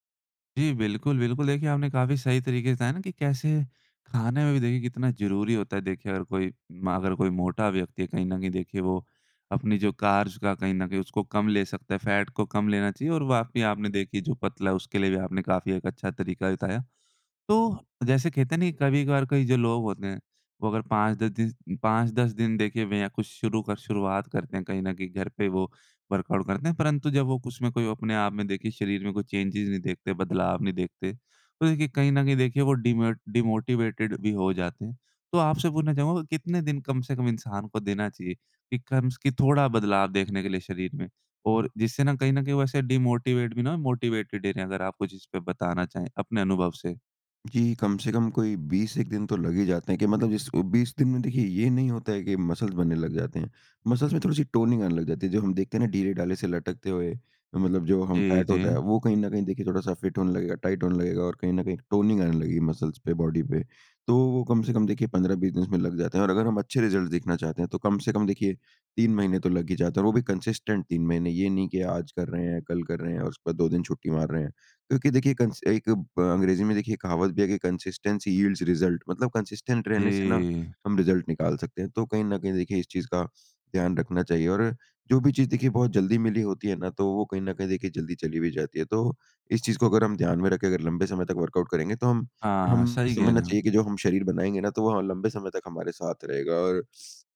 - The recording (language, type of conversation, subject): Hindi, podcast, घर पर बिना जिम जाए फिट कैसे रहा जा सकता है?
- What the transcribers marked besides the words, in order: in English: "कार्ब्स"; in English: "फैट"; in English: "वर्कआउट"; "उसमें" said as "कुसमें"; in English: "चेंजेस"; in English: "डिमोट डिमोटिवेटेड"; in English: "डिमोटिवेट"; in English: "मोटिवेटेड"; in English: "मसल्स"; in English: "मसल्स"; in English: "टोनिंग"; in English: "फिट"; in English: "टोनिंग"; in English: "मसल्स"; in English: "बॉडी"; in English: "रिज़ल्ट"; in English: "कंसिस्टेंट"; in English: "कंसिस्टेंसी यील्ड्स रिजल्ट"; in English: "कंसिस्टेंट"; in English: "रिज़ल्ट"; in English: "वर्कआउट"; other background noise